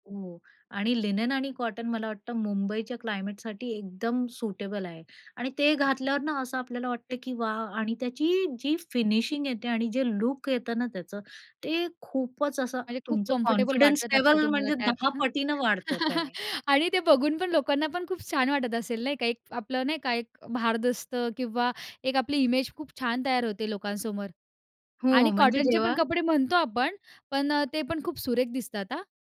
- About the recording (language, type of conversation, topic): Marathi, podcast, तुमच्या कपड्यांतून तुमचा मूड कसा व्यक्त होतो?
- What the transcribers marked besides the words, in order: other background noise; in English: "कॉन्फिडन्स लेव्हल"; in English: "कम्फर्टेबल"; chuckle; laughing while speaking: "आणि ते बघून पण लोकांना पण खूप छान वाटत असेल"